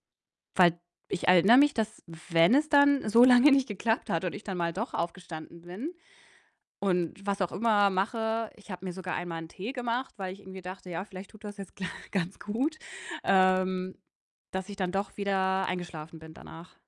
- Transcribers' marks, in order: distorted speech; laughing while speaking: "so lange"; laughing while speaking: "gl ganz gut"
- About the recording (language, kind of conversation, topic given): German, advice, Wie kann ich mich abends vor dem Einschlafen besser entspannen?